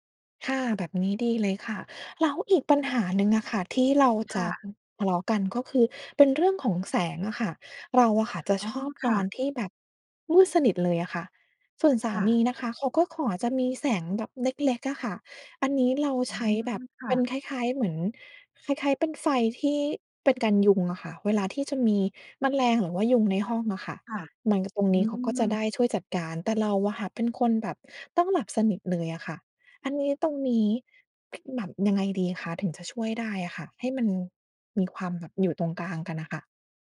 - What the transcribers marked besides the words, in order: tapping
- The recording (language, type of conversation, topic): Thai, advice, ต่างเวลาเข้านอนกับคนรักทำให้ทะเลาะกันเรื่องการนอน ควรทำอย่างไรดี?